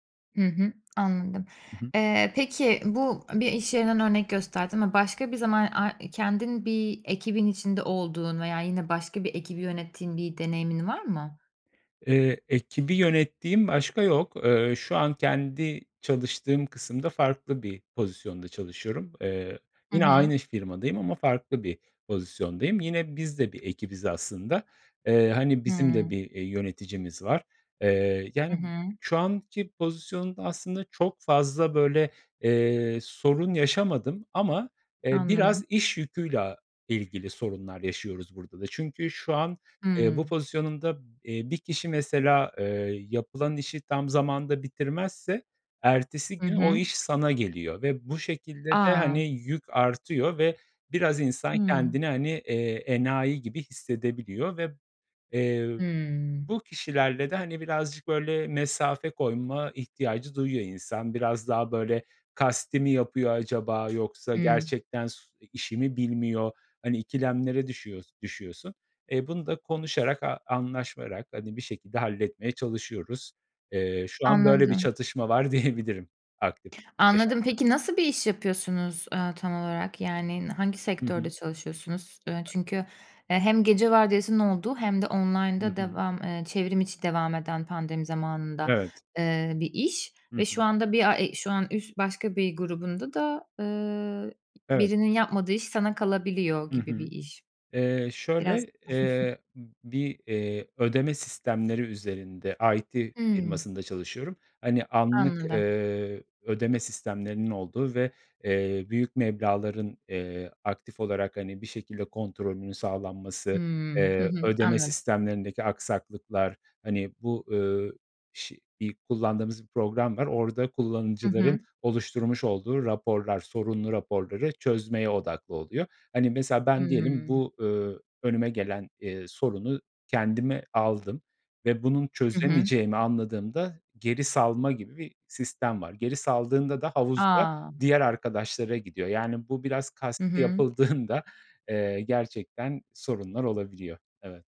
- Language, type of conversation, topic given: Turkish, podcast, Zorlu bir ekip çatışmasını nasıl çözersin?
- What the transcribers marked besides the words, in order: tapping; other background noise; laughing while speaking: "diyebilirim"; chuckle; laughing while speaking: "yapıldığında"